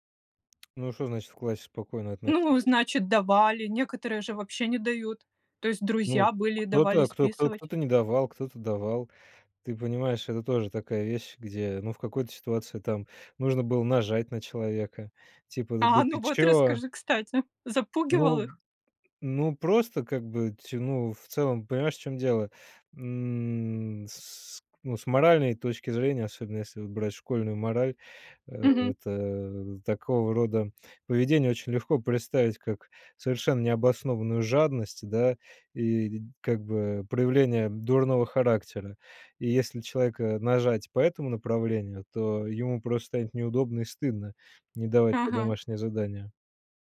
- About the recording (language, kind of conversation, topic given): Russian, podcast, Что вы думаете о домашних заданиях?
- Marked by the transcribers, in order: tapping; other background noise